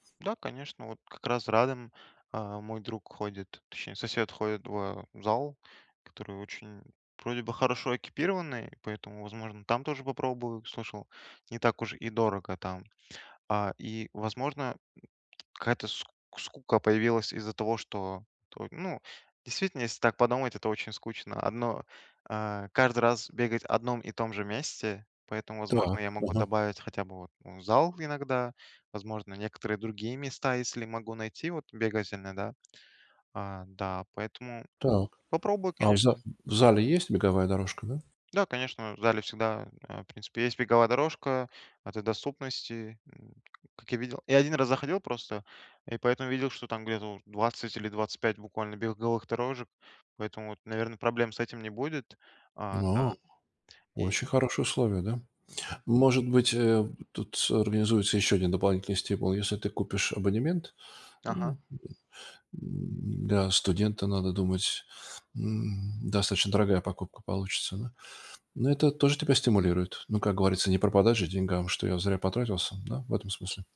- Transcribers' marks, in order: none
- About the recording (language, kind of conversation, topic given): Russian, advice, Как восстановиться после срыва, не впадая в отчаяние?